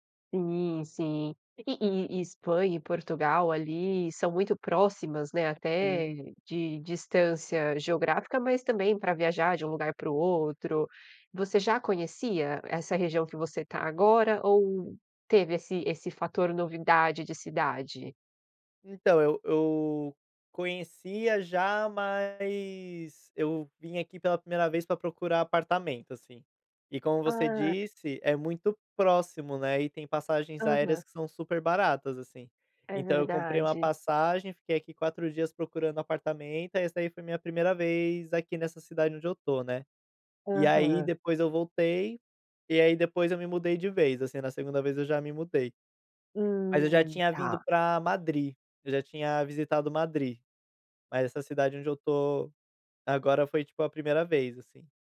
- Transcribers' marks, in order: tapping
- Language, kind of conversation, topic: Portuguese, podcast, Me conte sobre uma viagem que mudou sua vida?